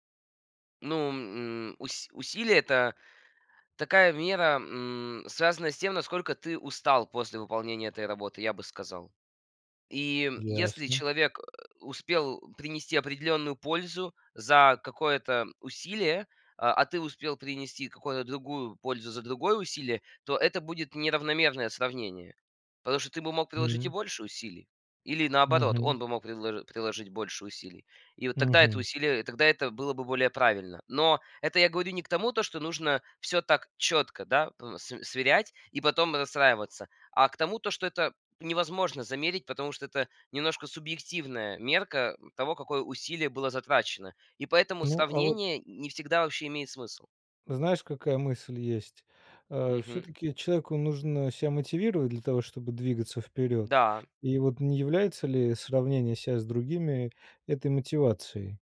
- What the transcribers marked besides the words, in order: none
- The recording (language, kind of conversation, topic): Russian, podcast, Как перестать измерять свой успех чужими стандартами?